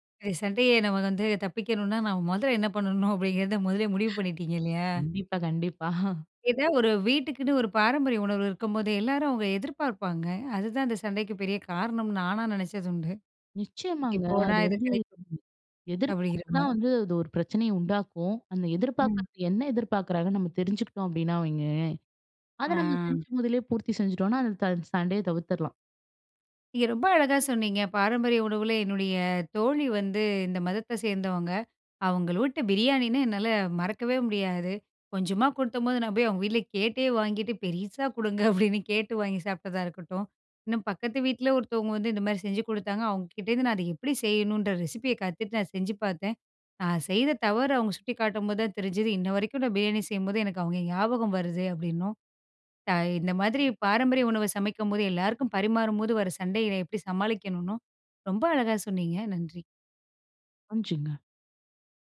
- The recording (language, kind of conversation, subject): Tamil, podcast, பாரம்பரிய உணவை யாரோ ஒருவருடன் பகிர்ந்தபோது உங்களுக்கு நடந்த சிறந்த உரையாடல் எது?
- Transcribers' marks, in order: laughing while speaking: "பண்ணனும் அப்பிடிங்கறத முதலே முடிவு பண்ணிட்டீங்க இல்லயா!"; sigh; chuckle; "சண்டைய" said as "தண்டைய"; "அவுங்க வீட்டு" said as "அவங்களூட்டு"; laughing while speaking: "அப்பிடின்னு"; unintelligible speech